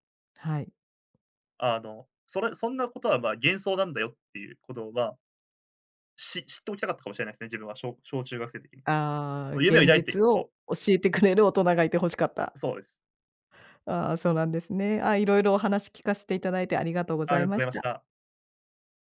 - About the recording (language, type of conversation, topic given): Japanese, podcast, 好きなことを仕事にすべきだと思いますか？
- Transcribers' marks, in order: none